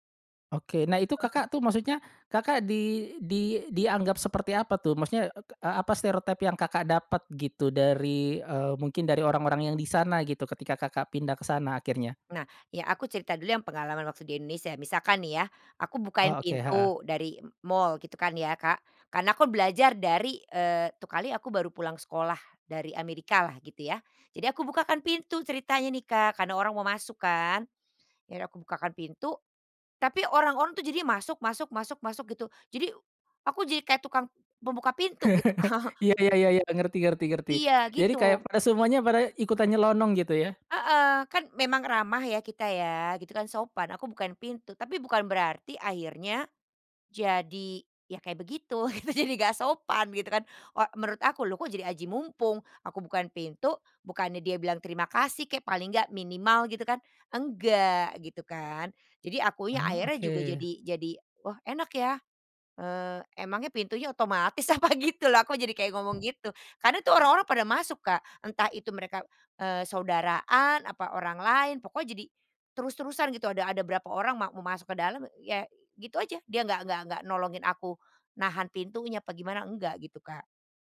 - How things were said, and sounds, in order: chuckle; laughing while speaking: "Kak"; laughing while speaking: "Itu"; laughing while speaking: "apa"
- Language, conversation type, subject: Indonesian, podcast, Pernahkah kamu mengalami stereotip budaya, dan bagaimana kamu meresponsnya?